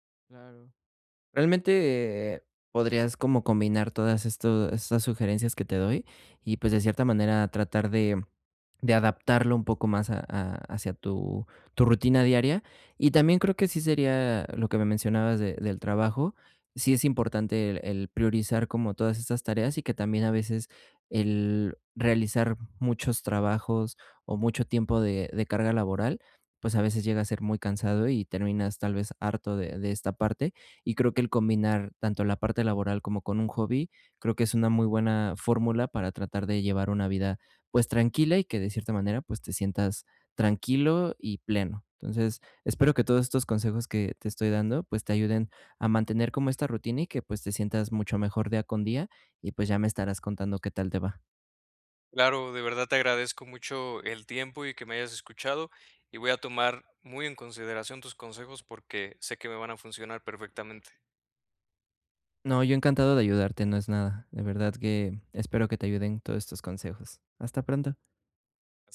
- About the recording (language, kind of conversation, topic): Spanish, advice, ¿Cómo puedo encontrar tiempo cada semana para mis pasatiempos?
- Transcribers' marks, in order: none